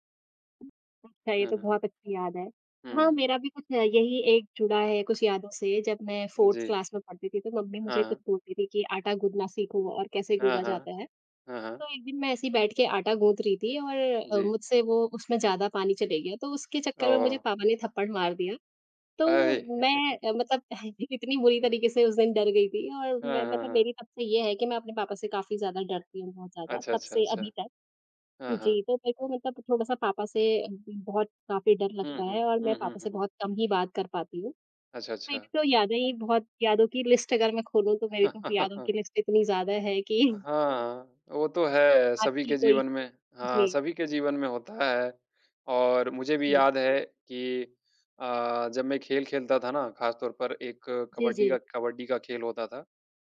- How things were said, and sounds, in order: other noise; in English: "फोर्थ क्लास"; chuckle; in English: "लिस्ट"; chuckle; chuckle
- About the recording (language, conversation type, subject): Hindi, unstructured, आपके लिए क्या यादें दुख से ज़्यादा सांत्वना देती हैं या ज़्यादा दर्द?